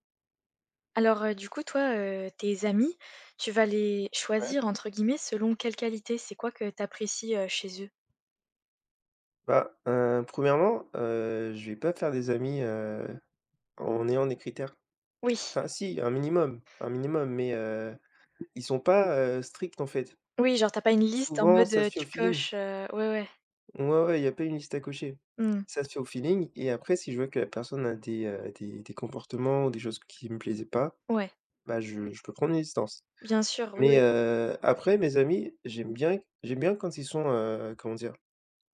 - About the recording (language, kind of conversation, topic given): French, unstructured, Quelle qualité apprécies-tu le plus chez tes amis ?
- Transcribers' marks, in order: tapping